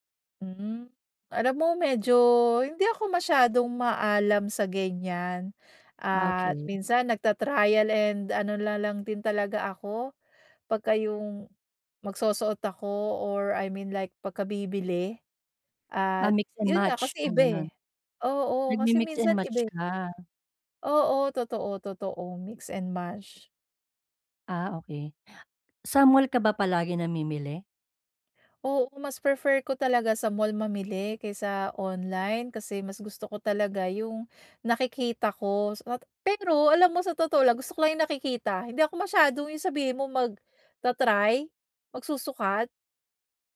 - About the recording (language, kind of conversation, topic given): Filipino, advice, Paano ako makakapamili ng damit na may estilo nang hindi lumalampas sa badyet?
- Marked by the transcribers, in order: none